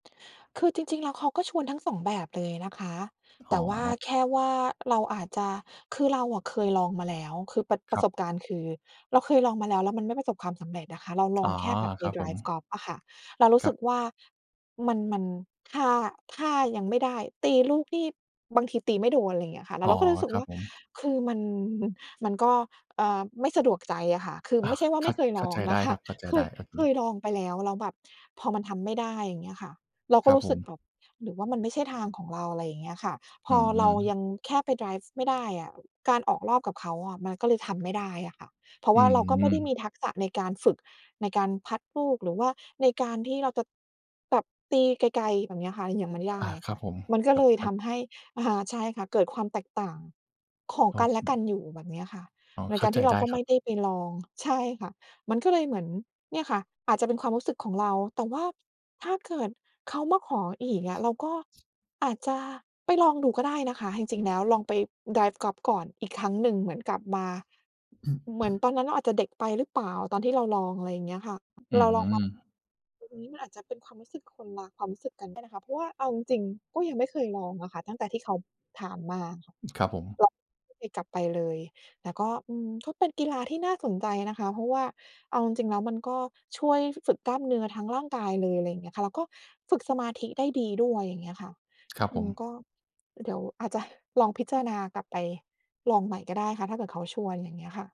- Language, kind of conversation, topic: Thai, advice, จะวางแผนออกกำลังกายร่วมกับคนในครอบครัวอย่างไรให้ลงตัว เมื่อแต่ละคนมีความต้องการต่างกัน?
- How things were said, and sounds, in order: tapping; other background noise; laughing while speaking: "อา"; throat clearing